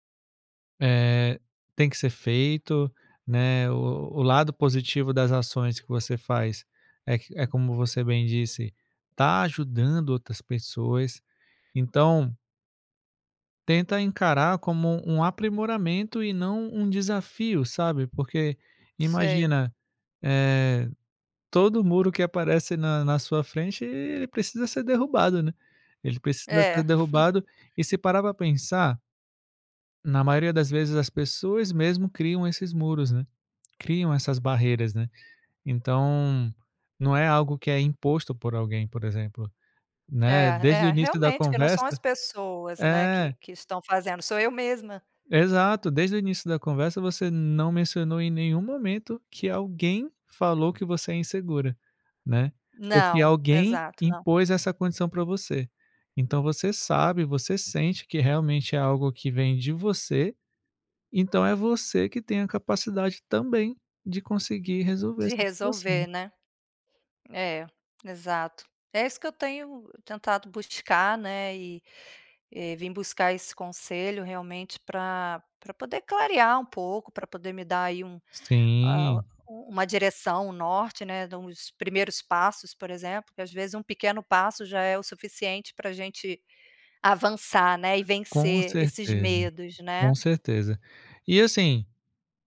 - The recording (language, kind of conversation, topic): Portuguese, advice, Como posso expressar minha criatividade sem medo de críticas?
- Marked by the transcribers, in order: chuckle